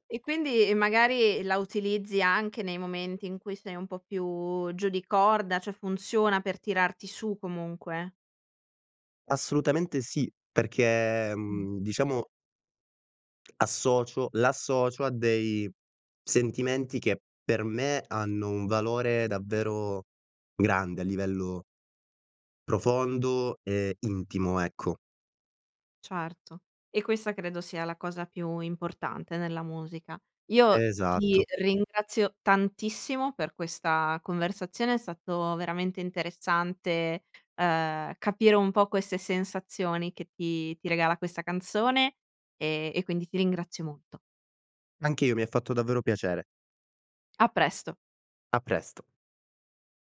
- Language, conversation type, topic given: Italian, podcast, Qual è la canzone che ti ha cambiato la vita?
- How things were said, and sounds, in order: "cioè" said as "ceh"